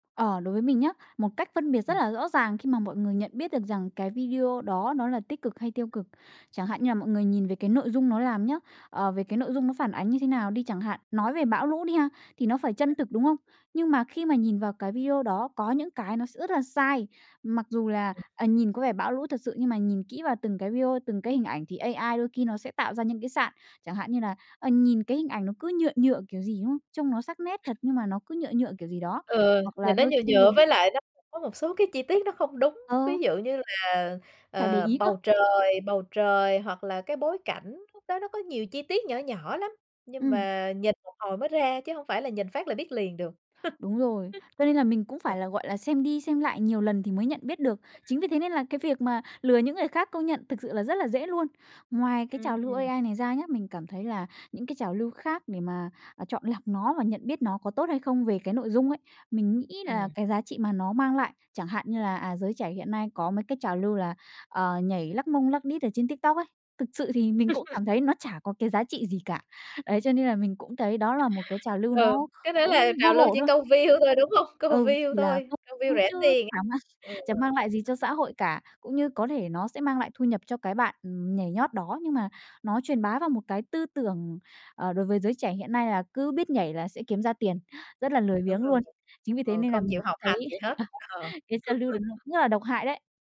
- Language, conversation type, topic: Vietnamese, podcast, Bạn nghĩ sao về các trào lưu trên mạng xã hội gần đây?
- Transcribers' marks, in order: tapping; other background noise; laugh; unintelligible speech; laugh; in English: "view"; in English: "view"; in English: "view"; laughing while speaking: "mang"; in English: "view"; laughing while speaking: "ờ"; laugh